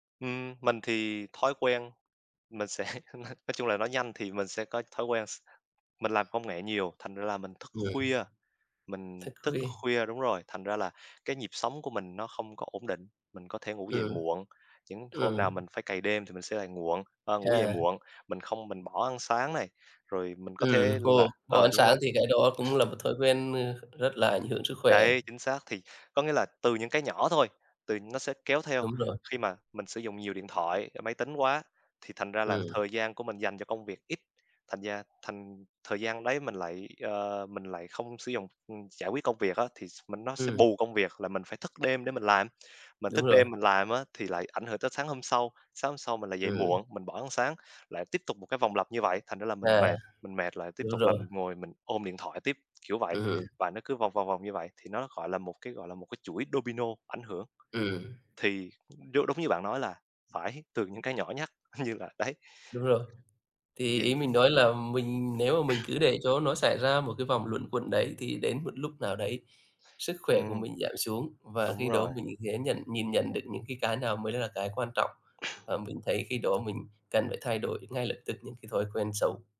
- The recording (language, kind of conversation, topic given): Vietnamese, unstructured, Bạn sẽ làm gì nếu mỗi tháng bạn có thể thay đổi một thói quen xấu?
- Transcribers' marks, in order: laugh; other background noise; tapping; "muộn" said as "nguộn"; other noise; laughing while speaking: "phải"; laughing while speaking: "như là đấy"; throat clearing